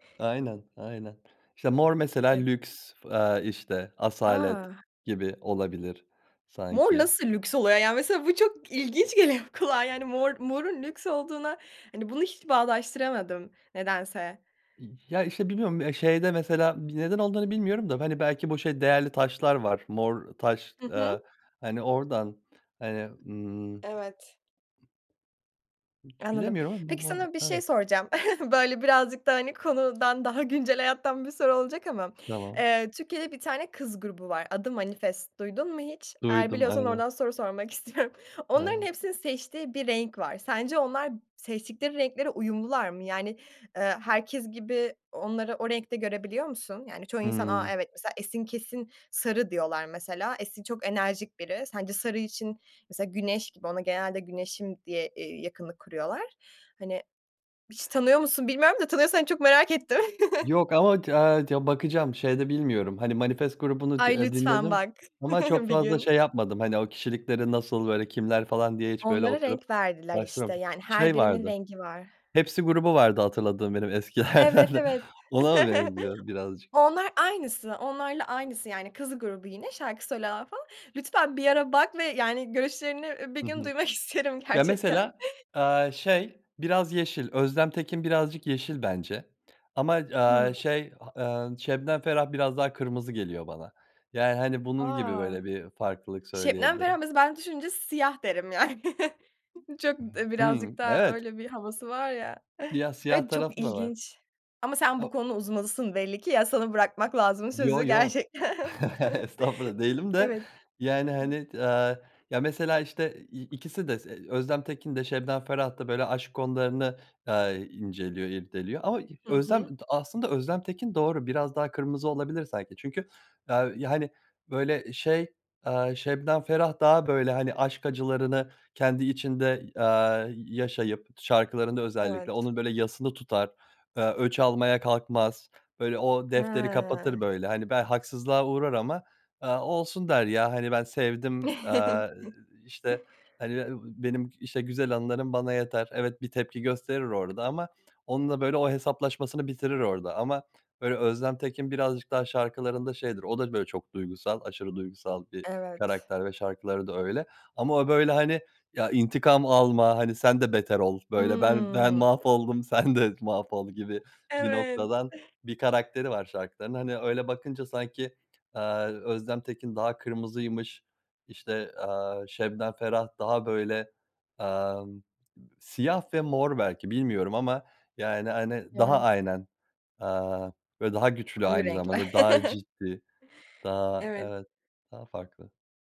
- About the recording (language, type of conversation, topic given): Turkish, podcast, Hangi renkler sana enerji verir, hangileri sakinleştirir?
- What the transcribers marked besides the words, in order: surprised: "Mor nasıl lüks oluyor ya?"; laughing while speaking: "geliyor kulağa"; other noise; chuckle; laughing while speaking: "istiyorum"; other background noise; chuckle; chuckle; laughing while speaking: "eskilerden"; chuckle; laughing while speaking: "bir gün duymak isterim gerçekten"; chuckle; chuckle; chuckle; drawn out: "He"; chuckle; drawn out: "Hı"; laughing while speaking: "sen de"; chuckle